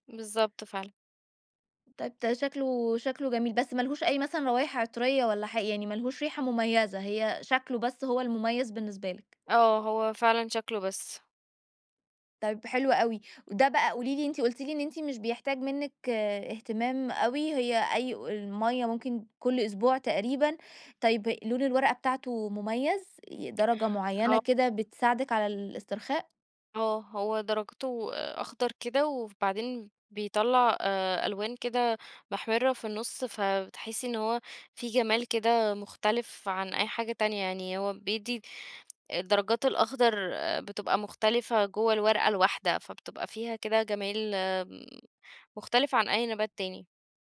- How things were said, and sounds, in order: none
- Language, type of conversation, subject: Arabic, podcast, إيه النشاط اللي بترجع له لما تحب تهدأ وتفصل عن الدنيا؟